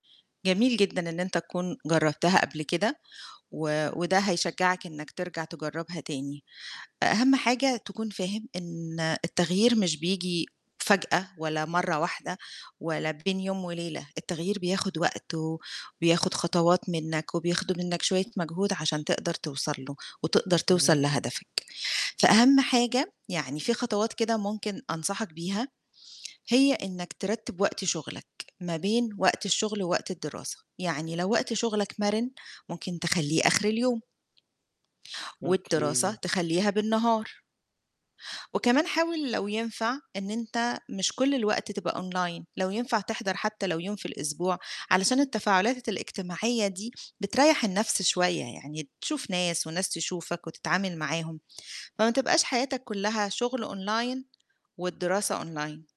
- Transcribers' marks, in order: in English: "أونلاين"; in English: "أونلاين"; in English: "أونلاين"
- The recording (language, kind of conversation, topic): Arabic, advice, أرتّب أولوياتي إزاي لما تكون كتير وبتتزاحم ومش عارف أختار هدف واحد؟